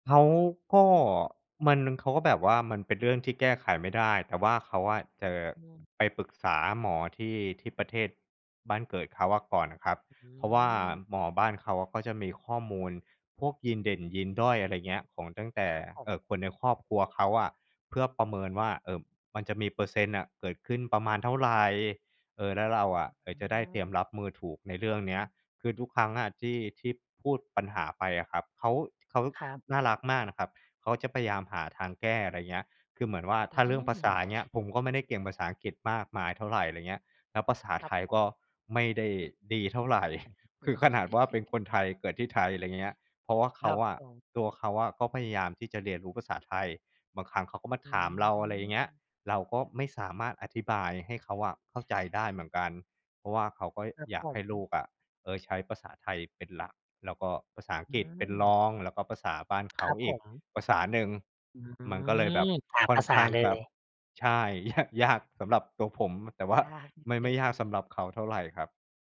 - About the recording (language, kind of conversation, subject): Thai, advice, คุณและคนรักอยากมีลูก แต่ยังไม่แน่ใจว่าพร้อมหรือยัง?
- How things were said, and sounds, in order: chuckle; laughing while speaking: "ยะ"; laughing while speaking: "แต่ว่า"